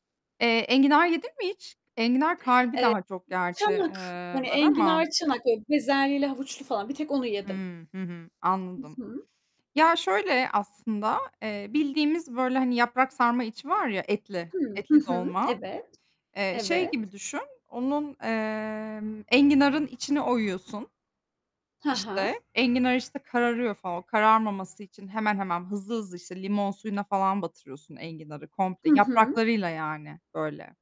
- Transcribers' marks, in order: static; other background noise; distorted speech; mechanical hum
- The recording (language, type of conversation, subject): Turkish, unstructured, Ailenizin en meşhur yemeği hangisi?